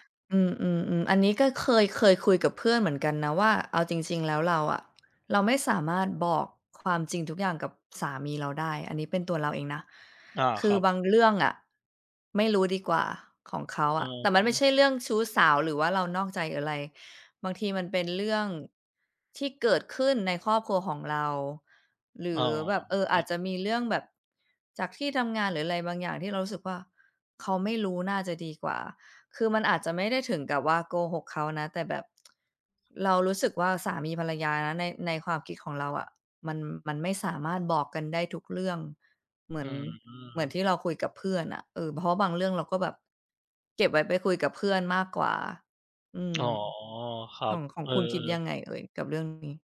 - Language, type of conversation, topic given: Thai, unstructured, คุณคิดว่าอะไรทำให้ความรักยืนยาว?
- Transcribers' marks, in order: swallow; other background noise